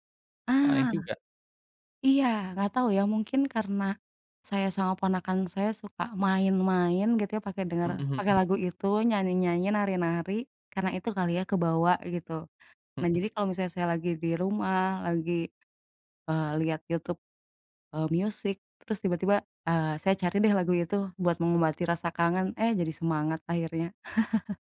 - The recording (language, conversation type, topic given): Indonesian, unstructured, Penyanyi atau band siapa yang selalu membuatmu bersemangat?
- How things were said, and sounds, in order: tapping; other background noise; in English: "music"; chuckle